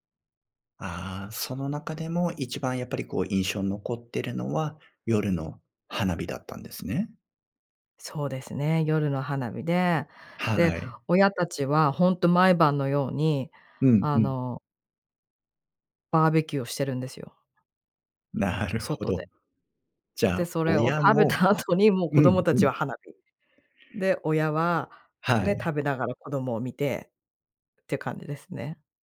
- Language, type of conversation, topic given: Japanese, podcast, 子どもの頃の一番の思い出は何ですか？
- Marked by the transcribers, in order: laughing while speaking: "食べた後に"